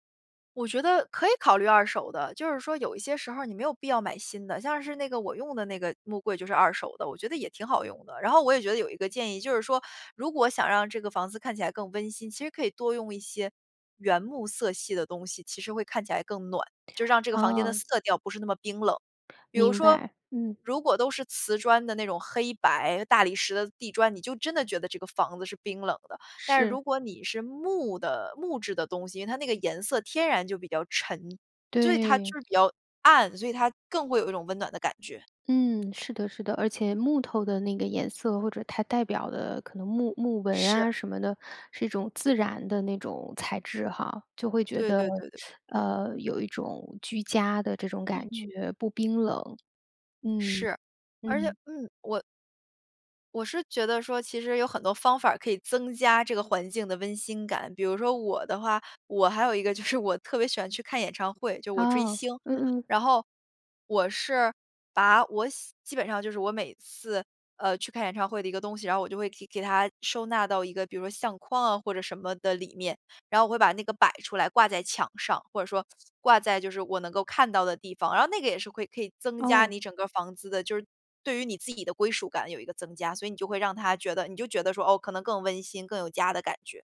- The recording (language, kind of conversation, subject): Chinese, podcast, 有哪些简单的方法能让租来的房子更有家的感觉？
- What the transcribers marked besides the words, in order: teeth sucking; laughing while speaking: "就是"; other background noise